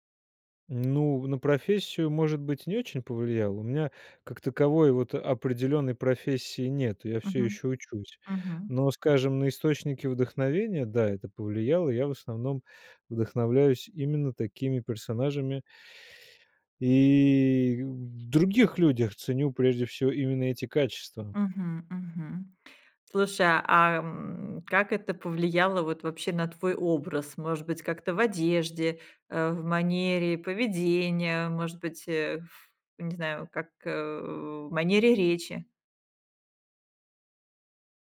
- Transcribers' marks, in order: drawn out: "И"
- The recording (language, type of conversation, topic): Russian, podcast, Как книги и фильмы влияют на твой образ?